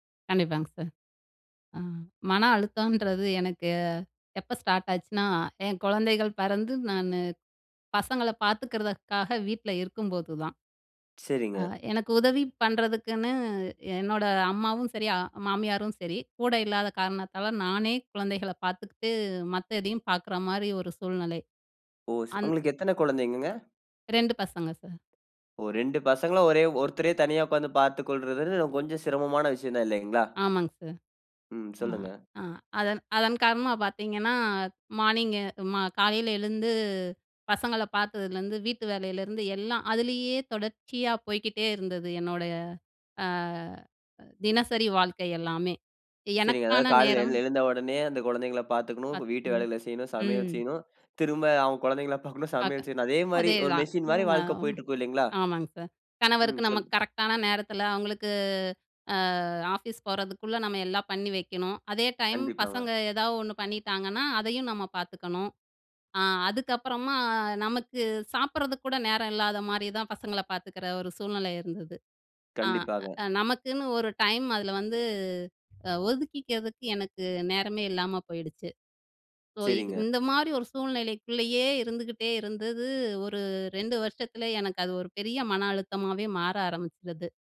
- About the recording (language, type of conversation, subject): Tamil, podcast, மனஅழுத்தம் வந்தால் முதலில் நீங்கள் என்ன செய்வீர்கள்?
- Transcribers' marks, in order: "கொள்றதுன்றது" said as "கொள்றதுனு"; "பார்க்குறதுலருந்து" said as "பார்த்ததுலருந்து"; "அவுங்க" said as "அவங்"; drawn out: "அ"; disgusted: "கணவருக்கு நம்ம கரெக்ட்‌டான நேரத்துல அவங்களுக்கு … அழுத்தமாவே மாற ஆரம்பிச்சுது"; other background noise